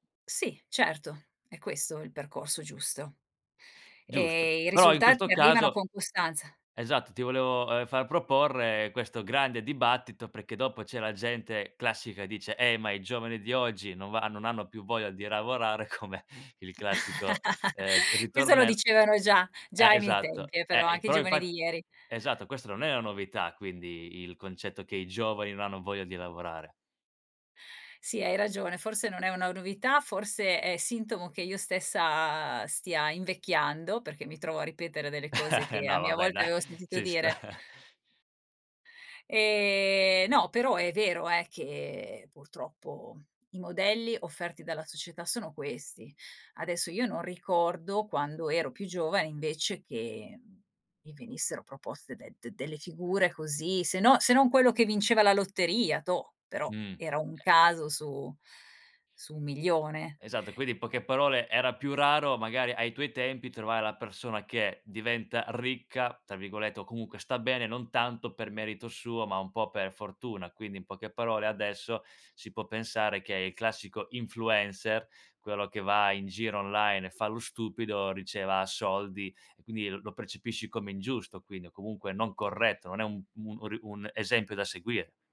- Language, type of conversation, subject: Italian, podcast, Quali valori della tua famiglia vuoi tramandare, e perché?
- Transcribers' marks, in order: laugh; laughing while speaking: "come"; drawn out: "stessa"; chuckle; laughing while speaking: "dai"; chuckle; other background noise; drawn out: "Ehm"; drawn out: "che"; "certo" said as "cetto"